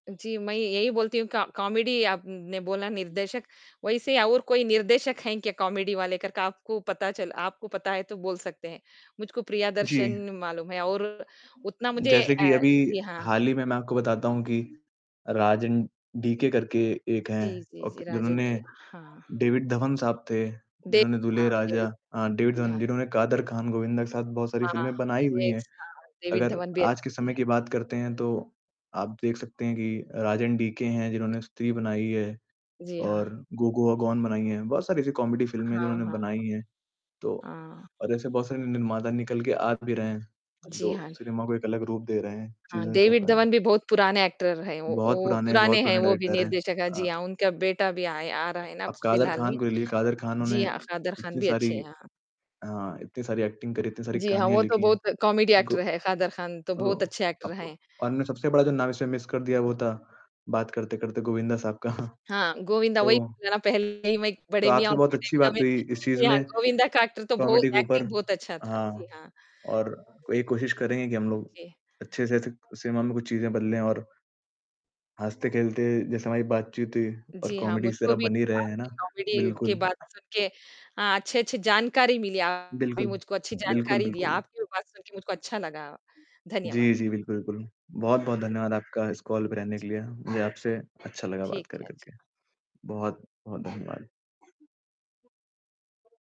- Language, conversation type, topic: Hindi, unstructured, आपको कौन-सी फिल्में देखते समय सबसे ज़्यादा हँसी आती है?
- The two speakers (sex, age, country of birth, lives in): female, 40-44, India, India; male, 25-29, India, India
- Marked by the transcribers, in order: static; other background noise; in English: "कॉ कॉमेडी"; in English: "कॉमेडी"; distorted speech; tapping; in English: "कॉमेडी"; other noise; in English: "एक्टर"; in English: "डायरेक्टर"; in English: "एक्टिंग"; in English: "कॉमेडी एक्टर"; in English: "एक्टर"; in English: "मिस"; laughing while speaking: "का"; mechanical hum; in English: "एक्टर"; in English: "एक्टिंग"; in English: "कॉमेडी"; in English: "कॉमेडी"; in English: "कॉमेडी"